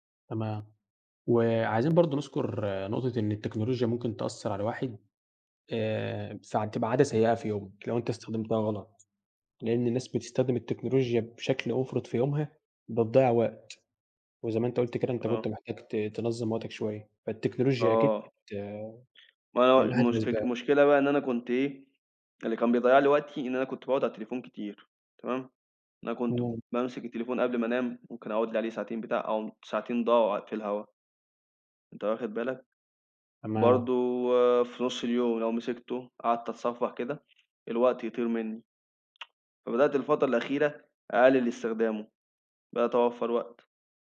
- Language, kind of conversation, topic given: Arabic, unstructured, إيه هي العادة الصغيرة اللي غيّرت حياتك؟
- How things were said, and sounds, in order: other background noise; tapping; tsk